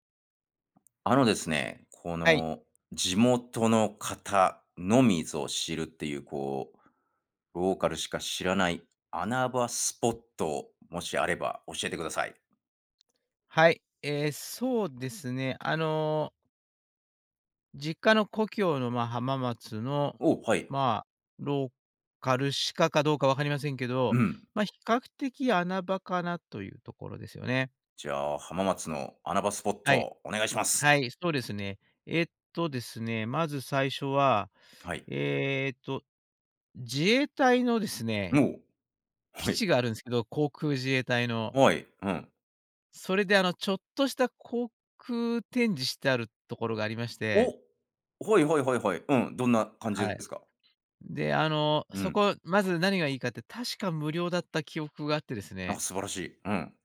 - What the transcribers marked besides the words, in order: unintelligible speech; other background noise
- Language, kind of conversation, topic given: Japanese, podcast, 地元の人しか知らない穴場スポットを教えていただけますか？